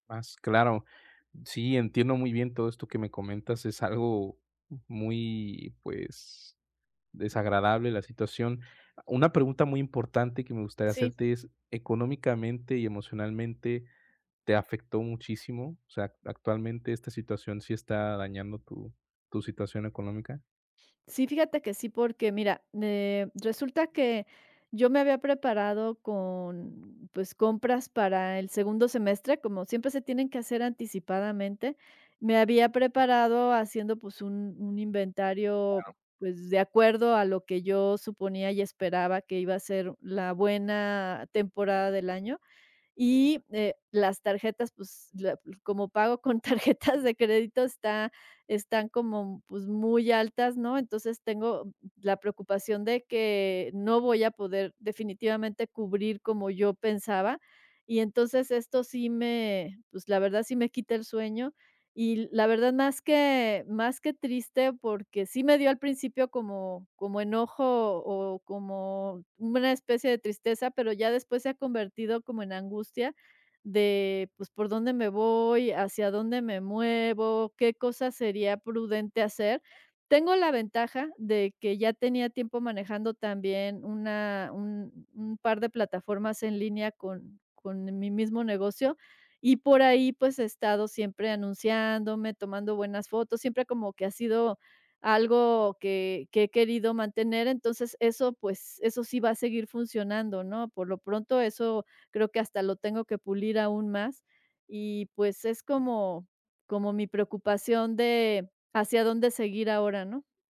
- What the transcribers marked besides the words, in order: other background noise; laughing while speaking: "tarjetas"
- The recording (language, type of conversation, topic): Spanish, advice, ¿Cómo estás manejando la incertidumbre tras un cambio inesperado de trabajo?